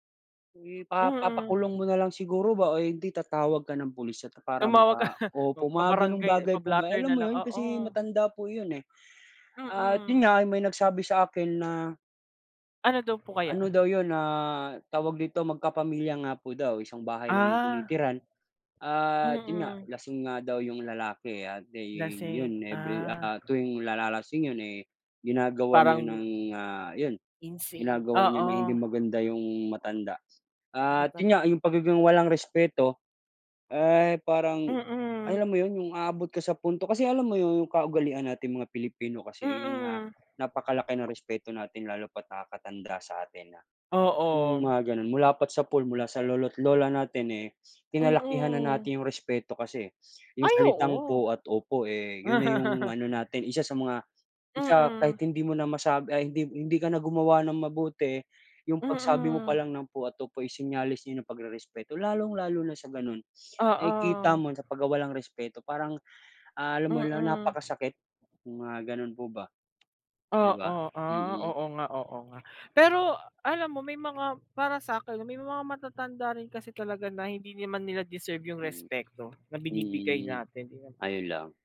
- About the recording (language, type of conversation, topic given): Filipino, unstructured, Ano ang iniisip mo kapag may taong walang respeto sa pampublikong lugar?
- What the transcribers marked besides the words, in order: other background noise; chuckle; tapping; other street noise; fan; laugh